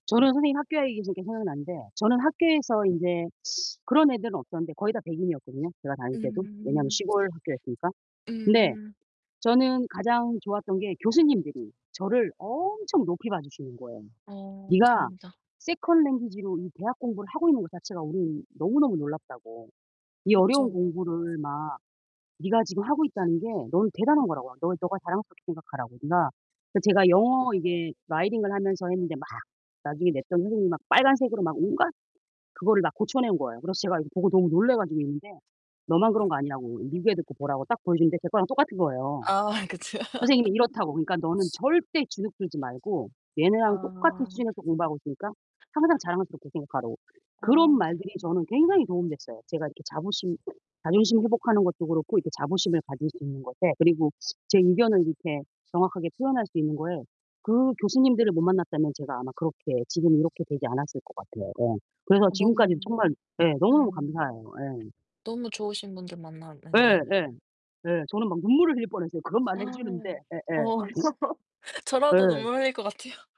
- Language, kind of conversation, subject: Korean, unstructured, 사람들은 편견을 어떻게 극복할 수 있을까요?
- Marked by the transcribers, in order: static; other background noise; tapping; in English: "세컨 랭귀지로"; in English: "writing"; distorted speech; laughing while speaking: "아 그쵸"; laugh; gasp; laugh